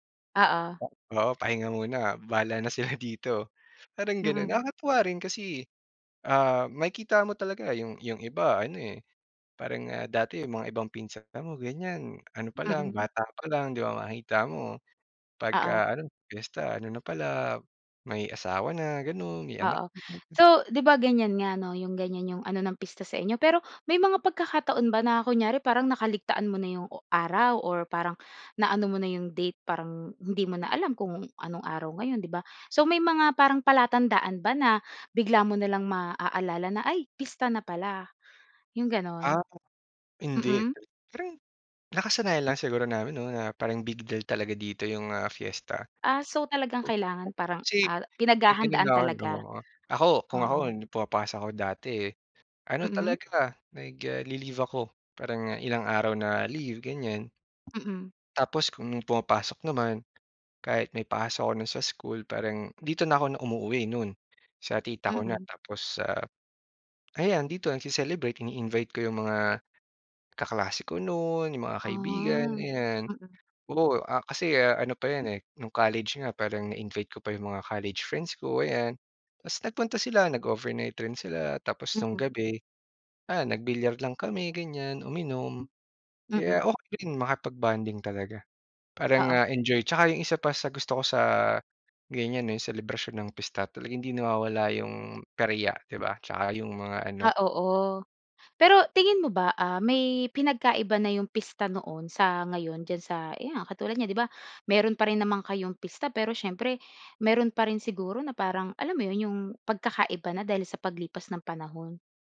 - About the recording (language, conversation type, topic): Filipino, podcast, May alaala ka ba ng isang pista o selebrasyon na talagang tumatak sa’yo?
- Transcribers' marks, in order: tapping; other background noise; in English: "big deal"